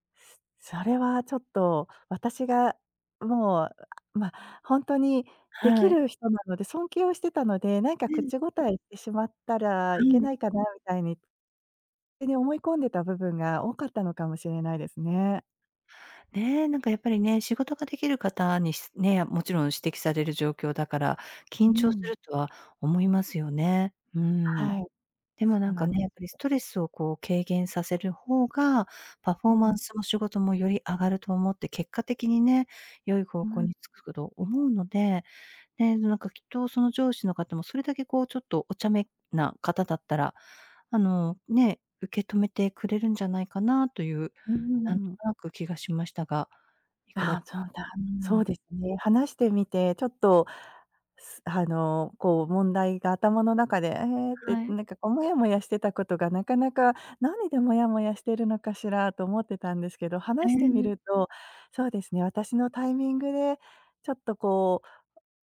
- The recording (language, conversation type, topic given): Japanese, advice, 上司が交代して仕事の進め方が変わり戸惑っていますが、どう対処すればよいですか？
- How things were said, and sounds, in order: none